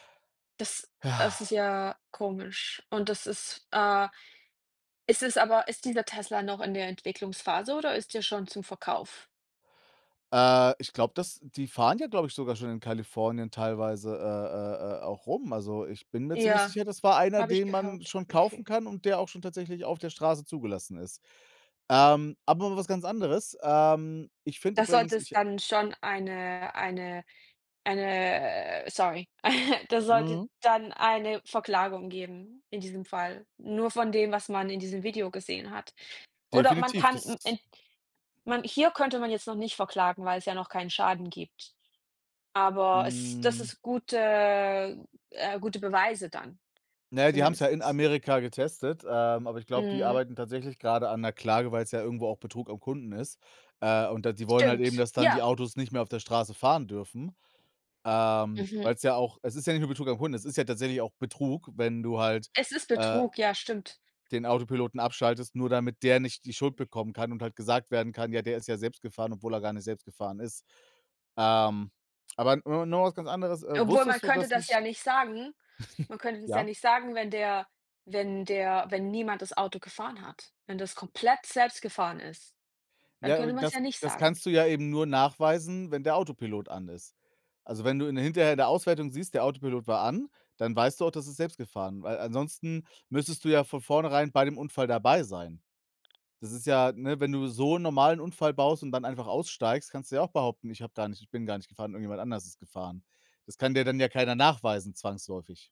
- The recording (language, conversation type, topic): German, unstructured, Welche Geschmäcker oder Gerüche von früher findest du heute widerlich?
- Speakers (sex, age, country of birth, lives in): female, 30-34, Germany, Germany; male, 35-39, Germany, Germany
- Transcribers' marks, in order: chuckle; drawn out: "Mhm"; drawn out: "gute"; "zumindest" said as "zumindests"; chuckle; unintelligible speech